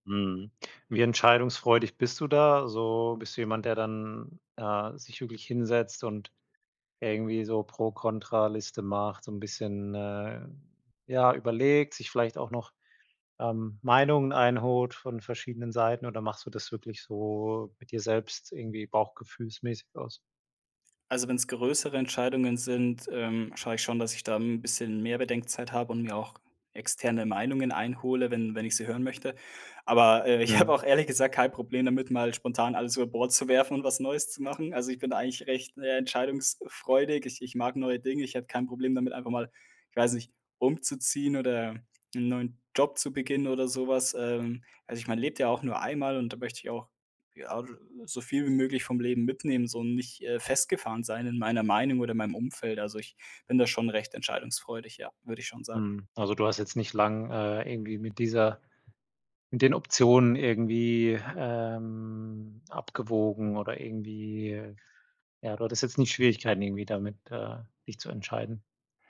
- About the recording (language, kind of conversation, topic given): German, podcast, Wann hast du zum ersten Mal wirklich eine Entscheidung für dich selbst getroffen?
- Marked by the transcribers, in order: laughing while speaking: "ich habe"